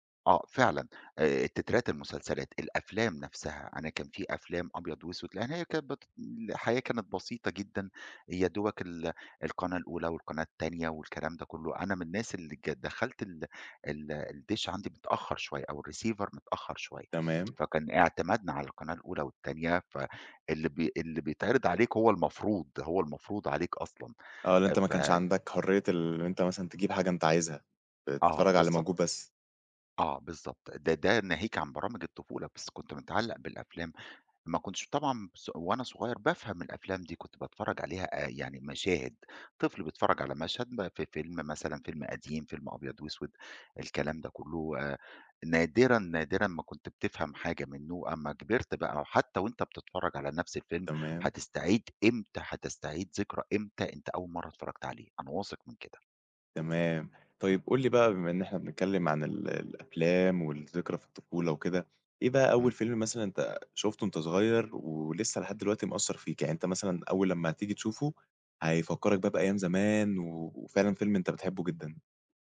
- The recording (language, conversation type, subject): Arabic, podcast, ليه بنحب نعيد مشاهدة أفلام الطفولة؟
- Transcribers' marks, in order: in English: "الReceiver"; tapping; other background noise